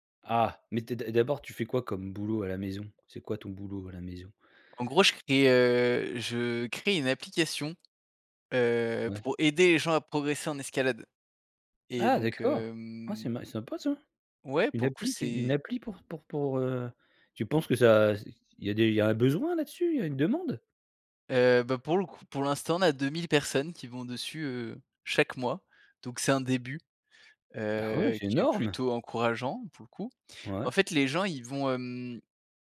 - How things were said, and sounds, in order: none
- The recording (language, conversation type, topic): French, podcast, Comment limites-tu les distractions quand tu travailles à la maison ?